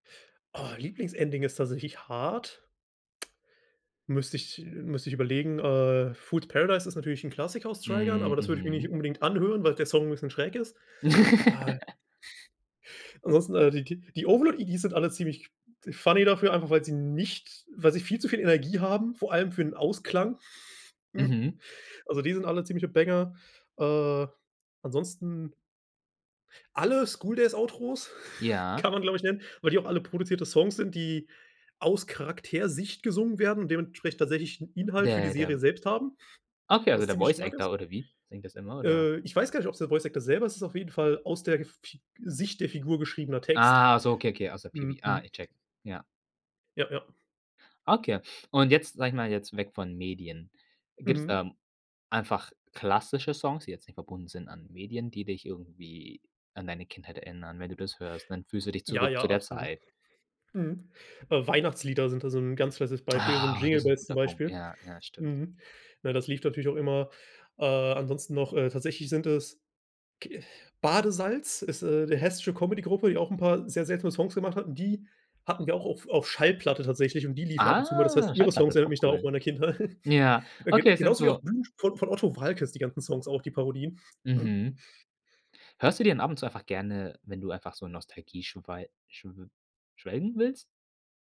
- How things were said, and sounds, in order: other background noise; laugh; snort; snort; snort; in English: "Voice Actor"; in English: "Voice Actor"; drawn out: "Ah"; put-on voice: "Ah"; snort; anticipating: "Ah"; laughing while speaking: "Kindheit"; unintelligible speech; laughing while speaking: "hm"; snort
- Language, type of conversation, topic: German, podcast, Welches Lied erinnert dich an deine Kindheit?